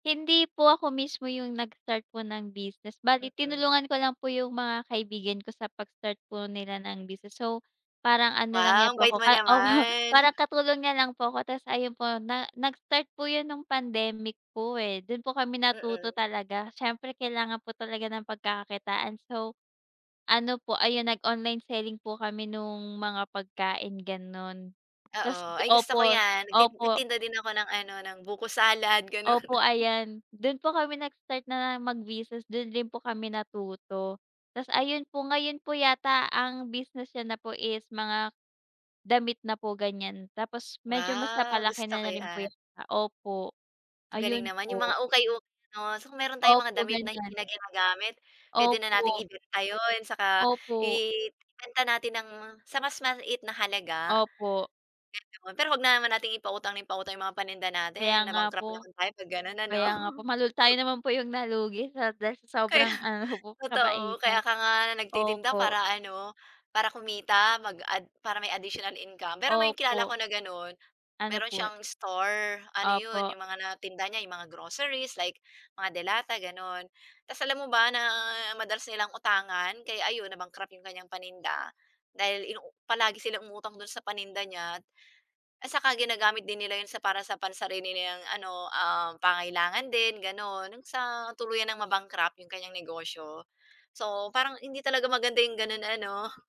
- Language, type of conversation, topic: Filipino, unstructured, Ano ang palagay mo tungkol sa pag-utang bilang solusyon sa mga problemang pinansyal?
- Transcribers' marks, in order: tapping; other noise; chuckle; unintelligible speech; other background noise; chuckle